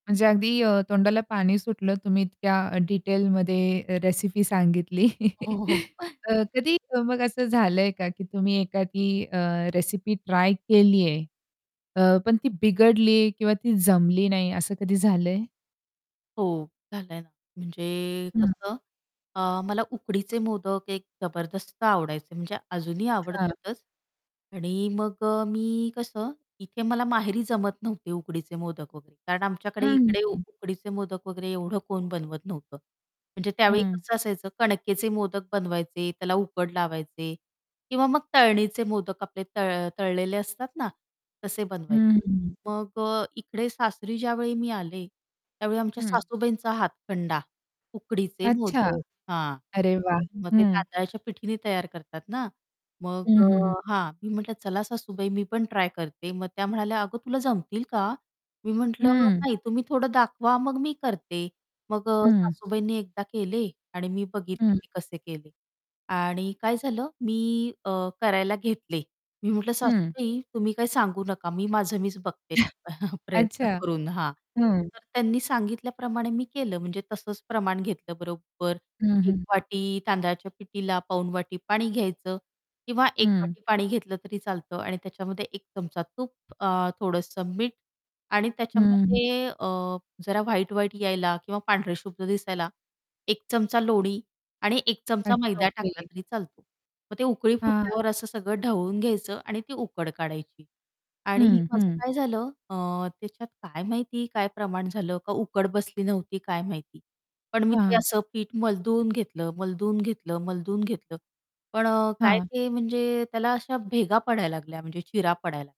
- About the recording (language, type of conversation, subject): Marathi, podcast, तुम्हाला घरातल्या पारंपरिक रेसिपी कशा पद्धतीने शिकवल्या गेल्या?
- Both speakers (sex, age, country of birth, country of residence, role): female, 35-39, India, India, guest; female, 45-49, India, India, host
- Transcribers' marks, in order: static; distorted speech; laughing while speaking: "सांगितली"; chuckle; tapping; chuckle; other background noise